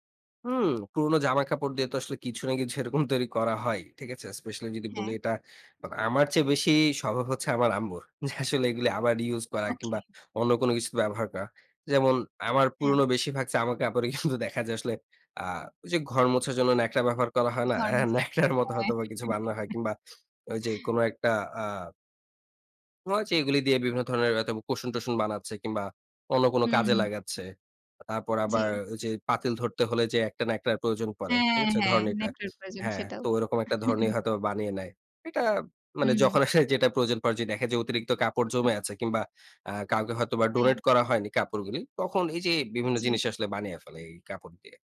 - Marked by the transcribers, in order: laughing while speaking: "যে আসলে"; laughing while speaking: "কিন্তু"; laughing while speaking: "হ্যাঁ, ন্যাকড়ার মতো হয়তো বা"; giggle; chuckle; laughing while speaking: "আসলে"; unintelligible speech
- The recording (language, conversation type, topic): Bengali, podcast, ব্যবহৃত জিনিসপত্র আপনি কীভাবে আবার কাজে লাগান, আর আপনার কৌশলগুলো কী?